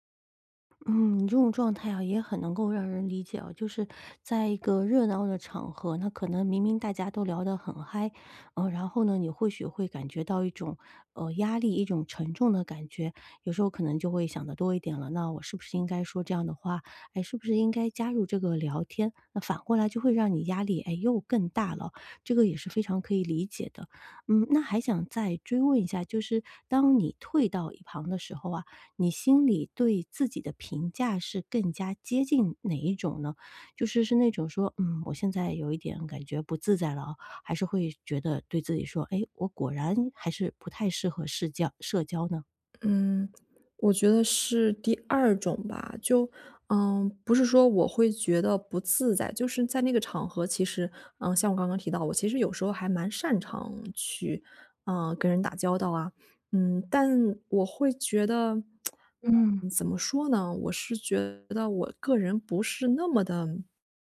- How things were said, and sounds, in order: tsk
- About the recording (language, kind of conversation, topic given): Chinese, advice, 在派对上我常常感到孤单，该怎么办？